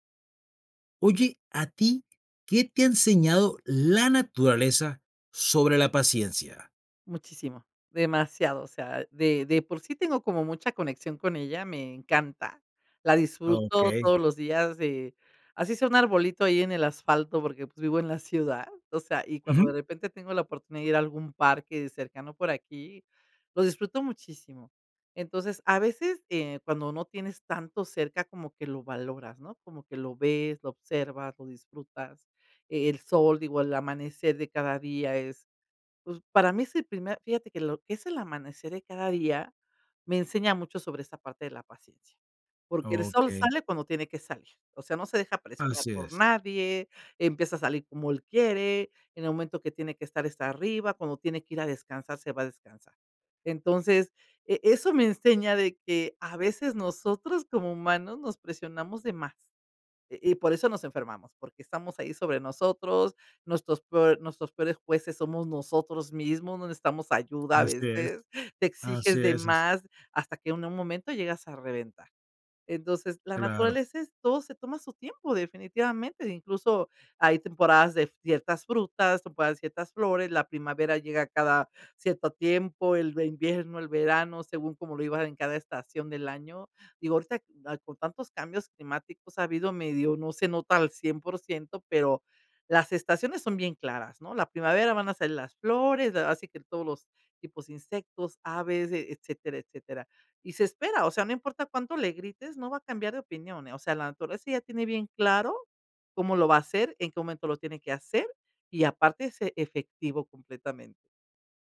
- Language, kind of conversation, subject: Spanish, podcast, Oye, ¿qué te ha enseñado la naturaleza sobre la paciencia?
- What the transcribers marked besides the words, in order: tapping; other noise; unintelligible speech